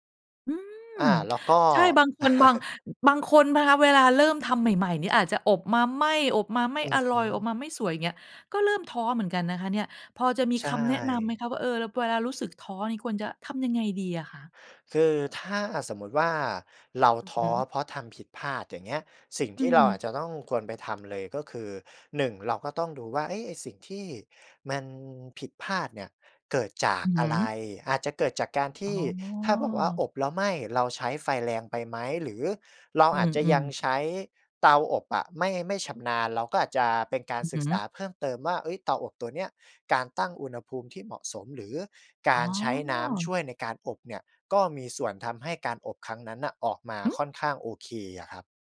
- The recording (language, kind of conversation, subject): Thai, podcast, มีเคล็ดลับอะไรบ้างสำหรับคนที่เพิ่งเริ่มต้น?
- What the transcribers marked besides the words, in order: surprised: "อืม"; chuckle; surprised: "หือ ?"